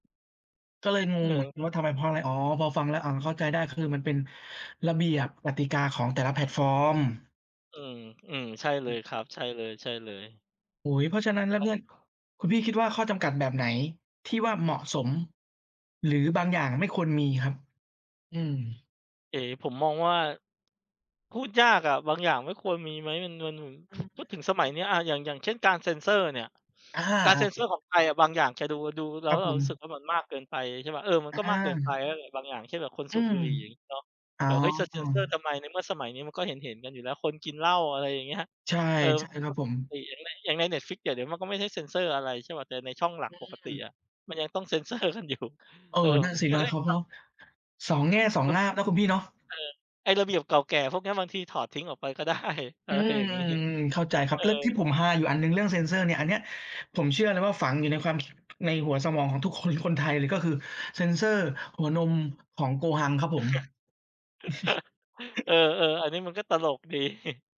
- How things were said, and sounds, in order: other background noise; laughing while speaking: "เซนเซอร์กันอยู่"; laughing while speaking: "ก็ได้ อะไรอย่างงี้"; chuckle; chuckle; laughing while speaking: "ดี"
- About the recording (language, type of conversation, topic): Thai, unstructured, คุณคิดว่าเราควรมีข้อจำกัดในการเผยแพร่ข่าวหรือไม่?